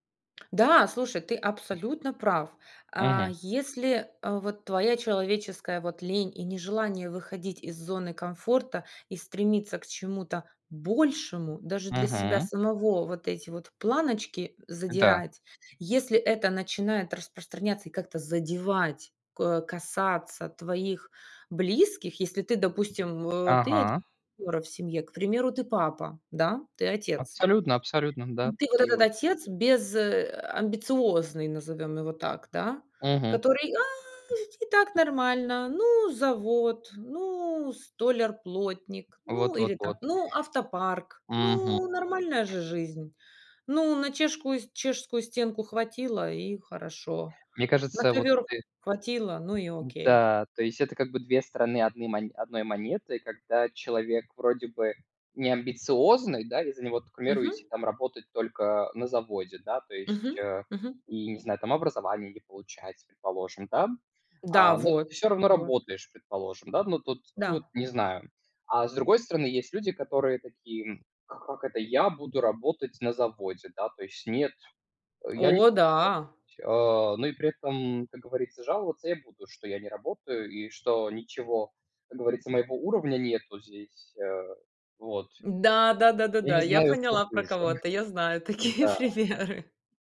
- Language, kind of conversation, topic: Russian, unstructured, Что мешает людям менять свою жизнь к лучшему?
- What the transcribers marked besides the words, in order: tapping; unintelligible speech; other background noise; drawn out: "А"; unintelligible speech; laughing while speaking: "такие примеры"; chuckle